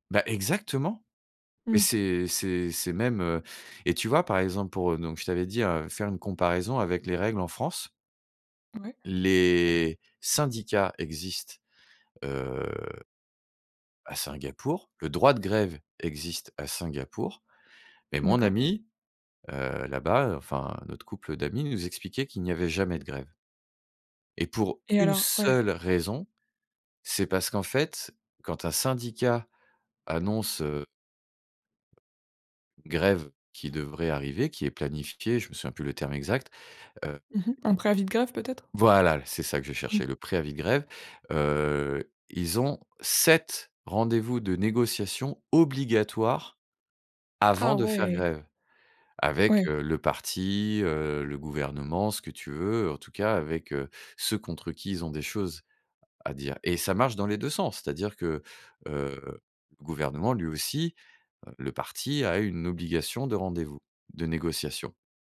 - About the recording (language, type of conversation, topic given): French, podcast, Quel voyage a bouleversé ta vision du monde ?
- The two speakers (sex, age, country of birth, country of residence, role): female, 25-29, France, France, host; male, 45-49, France, France, guest
- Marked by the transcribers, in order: other background noise; drawn out: "Les"; stressed: "une seule"; tapping; stressed: "sept"; stressed: "obligatoires"